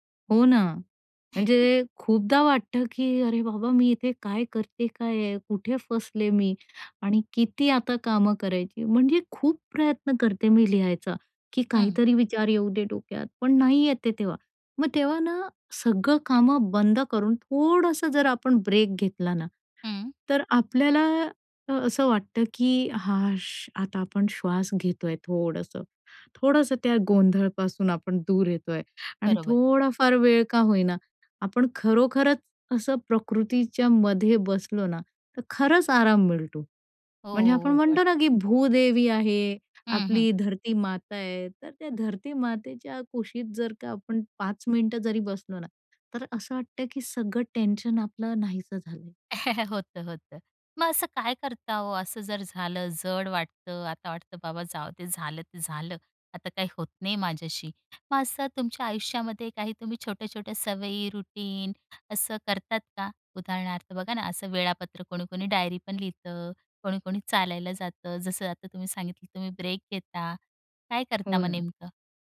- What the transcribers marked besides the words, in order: chuckle; chuckle; in English: "रुटीन"
- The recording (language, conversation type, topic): Marathi, podcast, तुम्हाला सगळं जड वाटत असताना तुम्ही स्वतःला प्रेरित कसं ठेवता?